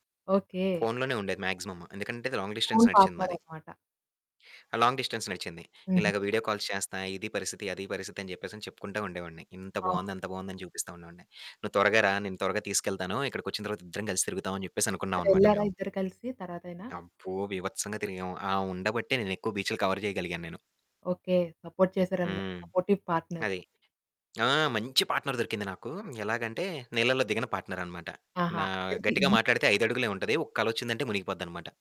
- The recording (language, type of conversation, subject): Telugu, podcast, సముద్రతీరంలో మీరు అనుభవించిన ప్రశాంతత గురించి వివరంగా చెప్పగలరా?
- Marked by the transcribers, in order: in English: "మాక్సిమం"; in English: "లాంగ్ డిస్టెన్స్"; other background noise; in English: "ఓన్ పార్ట్‌నర్"; in English: "లాంగ్ డిస్టెన్స్"; in English: "వీడియో కాల్స్"; static; in English: "కవర్"; in English: "సపోర్ట్"; in English: "సపోర్టివ్ పార్ట్‌నర్"; in English: "పార్ట్‌నర్"; in English: "పార్ట్‌నర్"